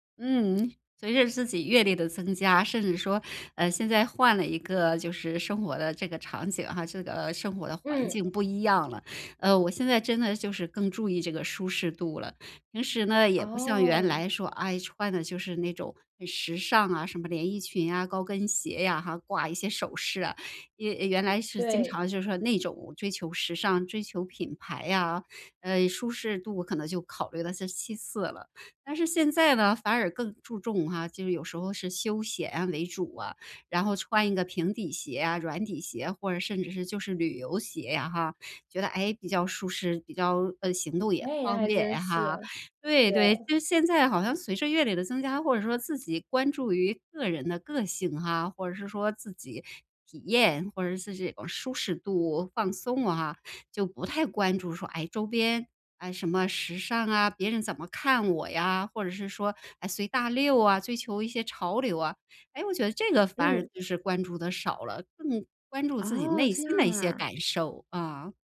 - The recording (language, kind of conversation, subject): Chinese, podcast, 你怎么在舒服和好看之间找平衡？
- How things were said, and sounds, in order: other background noise